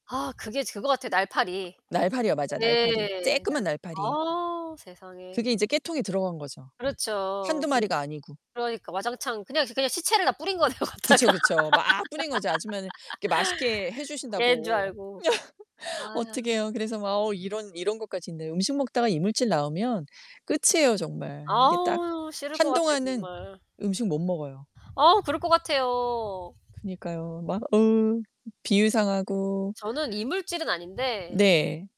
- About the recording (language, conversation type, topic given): Korean, unstructured, 음식을 먹다가 이물질이 발견되면 어떻게 하시나요?
- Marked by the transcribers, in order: distorted speech; other background noise; laughing while speaking: "거네요, 갖다가"; laugh; static